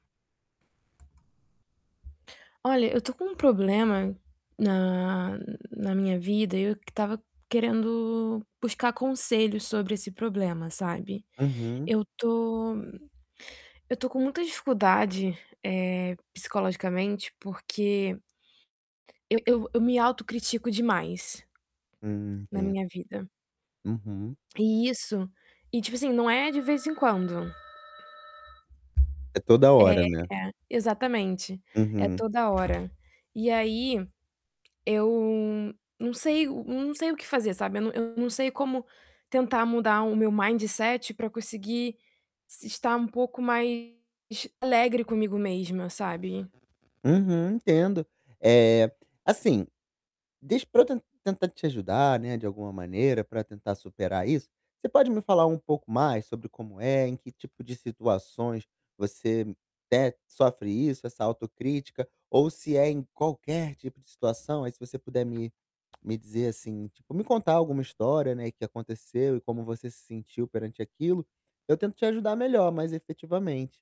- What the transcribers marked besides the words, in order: tapping; distorted speech; other background noise; alarm; mechanical hum; in English: "mindset"; static
- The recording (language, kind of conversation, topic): Portuguese, advice, Como posso reduzir a autocrítica interna que me derruba constantemente?